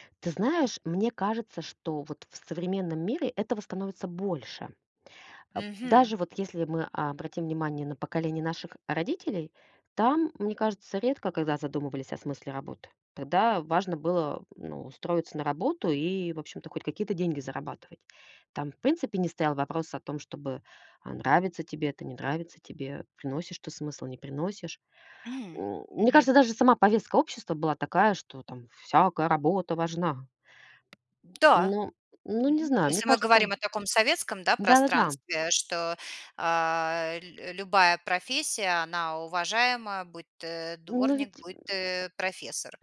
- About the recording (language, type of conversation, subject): Russian, podcast, Что для тебя важнее: деньги или смысл работы?
- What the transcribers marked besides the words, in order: tapping; put-on voice: "всякая работа важна"; other background noise